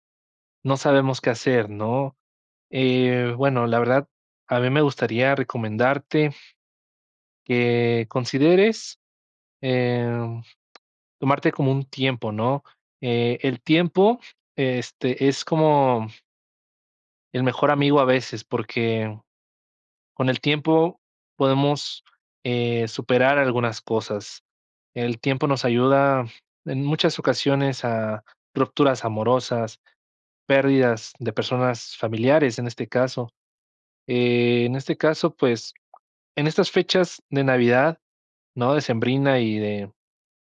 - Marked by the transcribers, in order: other background noise
- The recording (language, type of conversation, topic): Spanish, advice, ¿Cómo ha influido una pérdida reciente en que replantees el sentido de todo?